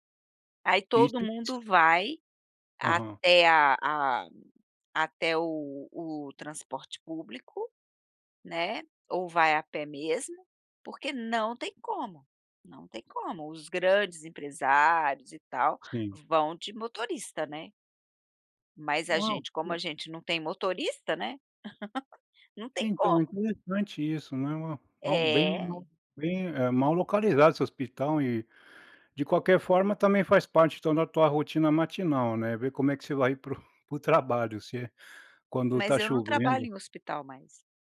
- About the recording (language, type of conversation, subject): Portuguese, podcast, Como é a sua rotina matinal em dias comuns?
- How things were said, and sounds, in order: tapping; laugh